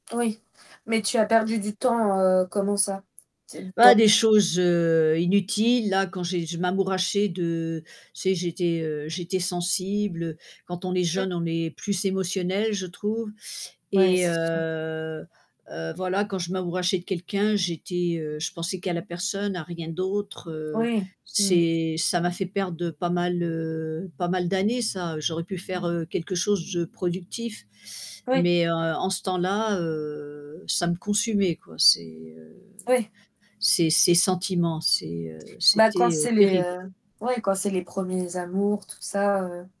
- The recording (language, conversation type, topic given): French, unstructured, Quel conseil donnerais-tu à ton toi plus jeune ?
- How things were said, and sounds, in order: static; distorted speech; drawn out: "heu"; other background noise; drawn out: "heu"